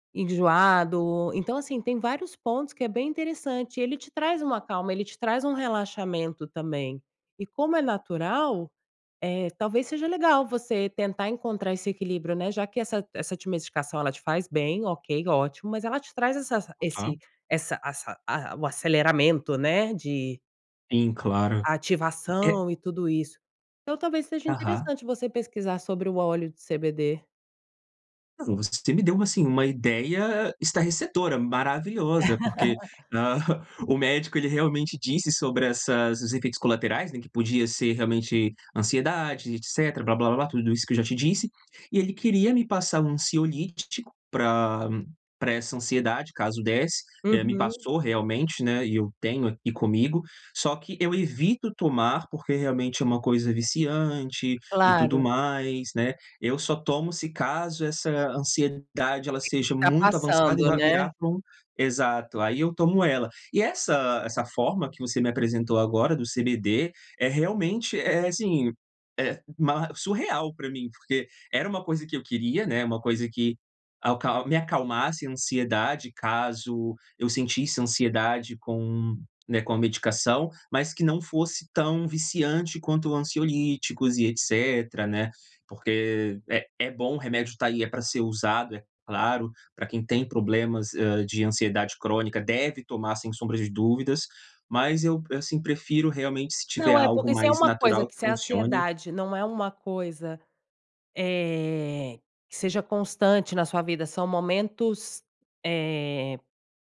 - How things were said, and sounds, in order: laugh
- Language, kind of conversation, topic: Portuguese, advice, Como posso recuperar a calma depois de ficar muito ansioso?